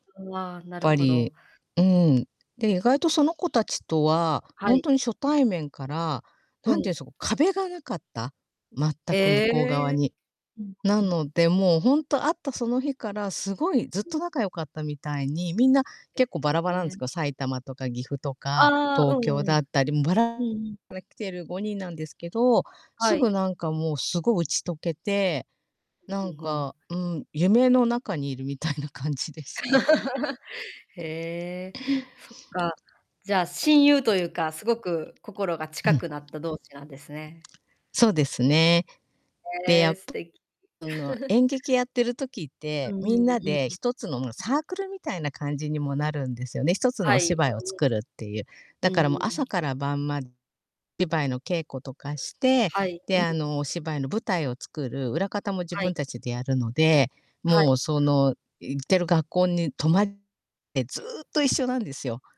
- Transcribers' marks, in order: distorted speech; tapping; other background noise; other noise; laugh; chuckle; laugh; unintelligible speech
- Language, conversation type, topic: Japanese, unstructured, 友達と初めて会ったときの思い出はありますか？